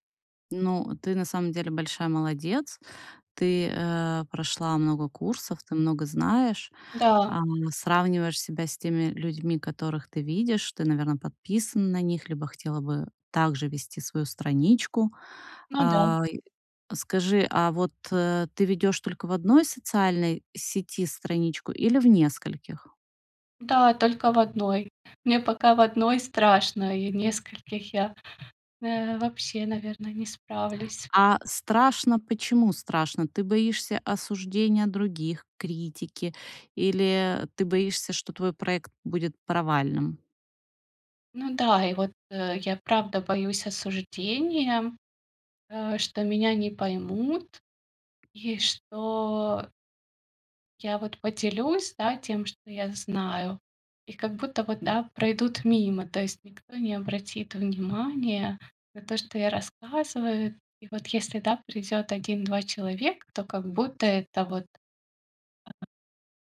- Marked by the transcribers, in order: tapping; other background noise
- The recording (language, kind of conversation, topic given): Russian, advice, Что делать, если из-за перфекционизма я чувствую себя ничтожным, когда делаю что-то не идеально?